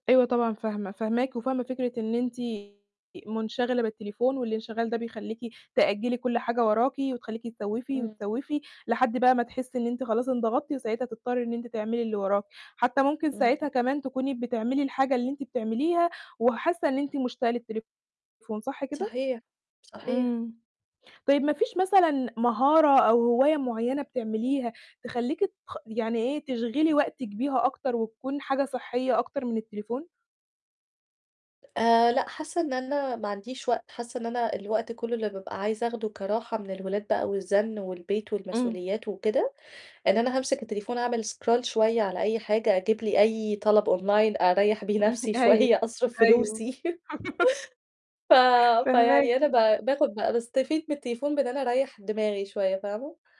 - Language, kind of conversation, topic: Arabic, advice, إزاي أبطل تسويف وأنجز المهام اللي متراكمة عليّا كل يوم؟
- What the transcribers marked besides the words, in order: distorted speech; tapping; in English: "scroll"; chuckle; in English: "online"; laughing while speaking: "شوية"; laugh